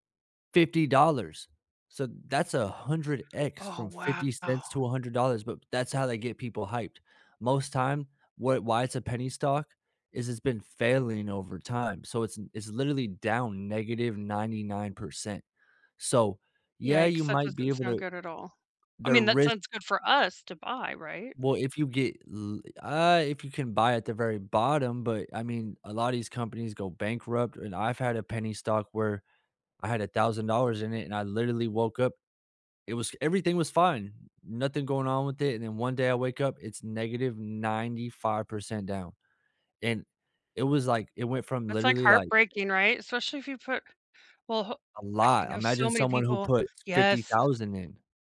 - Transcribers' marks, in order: surprised: "Oh, wow"
- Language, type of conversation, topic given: English, unstructured, How do you like sharing resources for the common good?
- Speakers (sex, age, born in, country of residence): female, 45-49, United States, Canada; male, 30-34, United States, United States